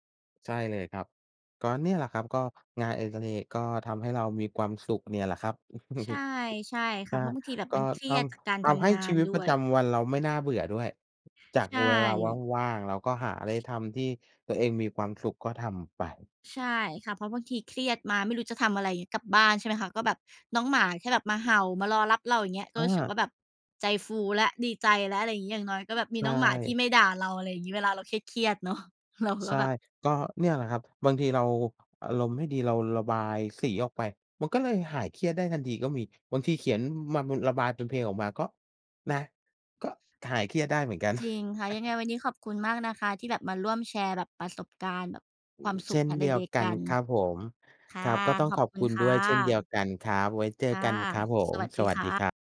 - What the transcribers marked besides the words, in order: chuckle; tapping; laughing while speaking: "เนาะ เรา"; other noise
- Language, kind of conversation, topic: Thai, unstructured, งานอดิเรกอะไรที่ทำแล้วคุณรู้สึกมีความสุขมากที่สุด?